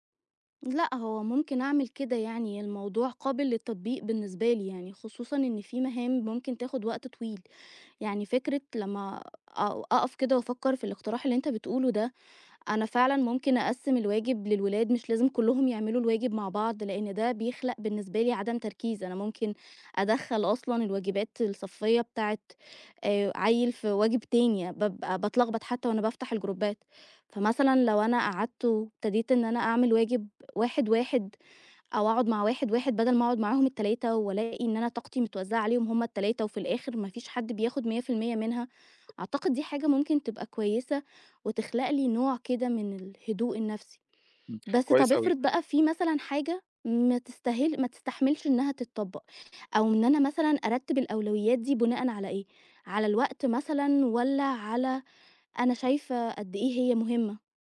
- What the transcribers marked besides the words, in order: in English: "الجروبات"; tapping
- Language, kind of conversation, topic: Arabic, advice, إزاي أقدر أركّز وأنا تحت ضغوط يومية؟